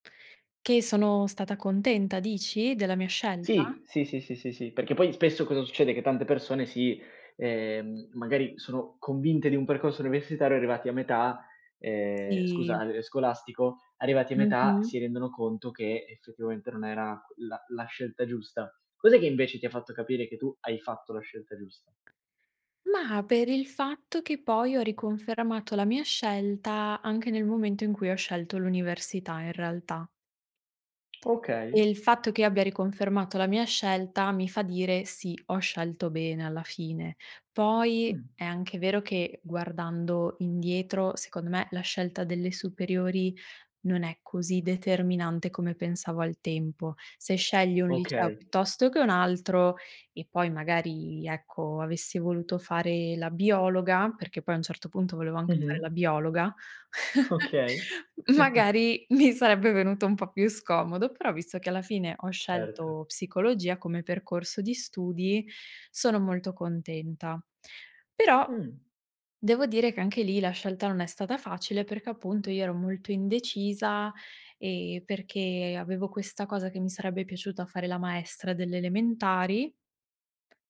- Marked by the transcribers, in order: tapping; other background noise; chuckle
- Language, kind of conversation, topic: Italian, podcast, Com’è stato il tuo percorso di studi e come ci sei arrivato?
- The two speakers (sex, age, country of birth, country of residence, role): female, 25-29, Italy, Italy, guest; male, 20-24, Italy, Italy, host